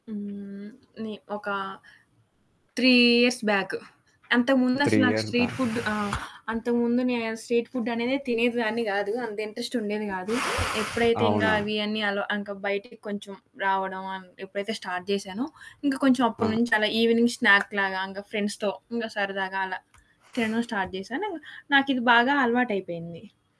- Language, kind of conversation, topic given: Telugu, podcast, మీకు ఇష్టమైన వీధి ఆహారం గురించి చెప్పగలరా?
- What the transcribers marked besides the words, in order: in English: "త్రీ ఇయర్స్ బ్యాక్"; other background noise; in English: "స్ట్రీట్ ఫుడ్"; in English: "త్రీ ఇయర్స్ బ్యాక్"; in English: "స్ట్రీట్ ఫుడ్"; in English: "ఇంట్రెస్ట్"; in English: "స్టార్ట్"; in English: "ఈవినింగ్ స్నాక్"; in English: "ఫ్రెండ్స్‌తో"; in English: "స్టార్ట్"